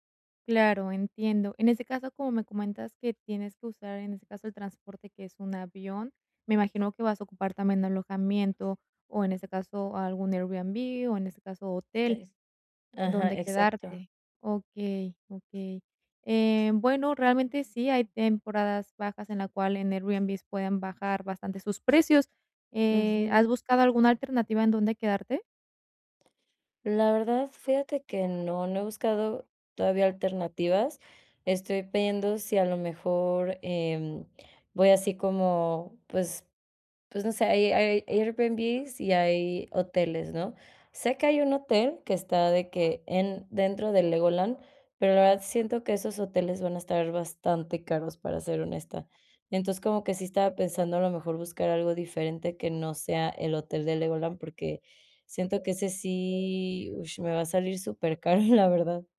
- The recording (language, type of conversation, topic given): Spanish, advice, ¿Cómo puedo disfrutar de unas vacaciones con poco dinero y poco tiempo?
- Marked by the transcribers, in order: other background noise; tapping; laughing while speaking: "supercaro"